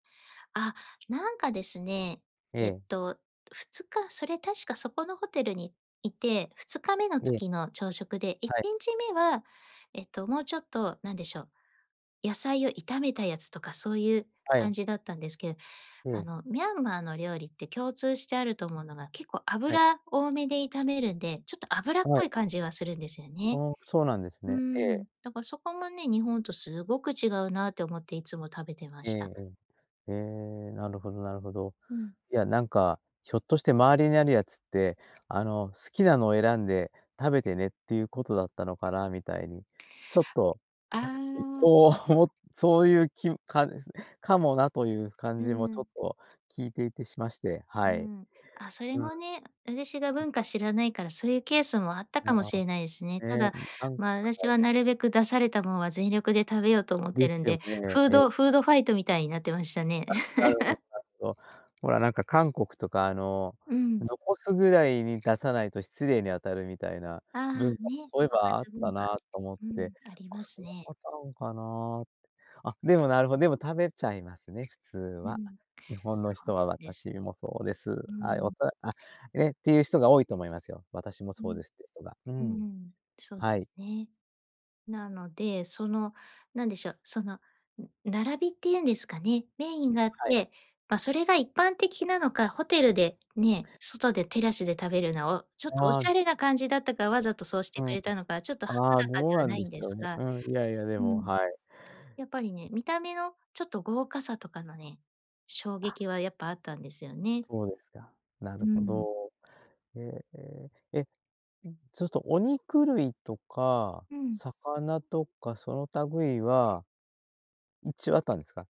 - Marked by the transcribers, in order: tapping; chuckle; other noise; laugh
- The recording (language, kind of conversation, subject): Japanese, podcast, 食べ物の違いで、いちばん驚いたことは何ですか？